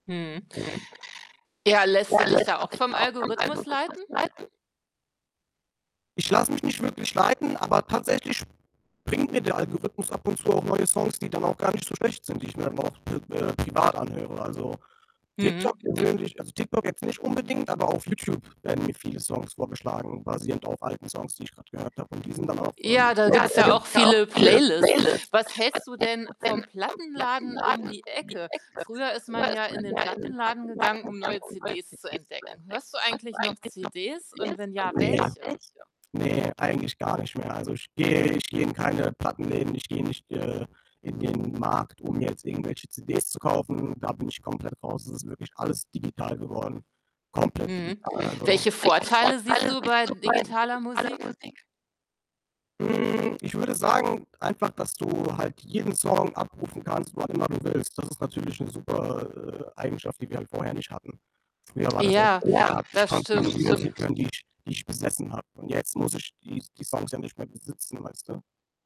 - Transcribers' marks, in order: static; background speech; distorted speech; drawn out: "Hm"; unintelligible speech; other background noise
- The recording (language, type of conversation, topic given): German, podcast, Wie entdeckst du derzeit am liebsten neue Musik?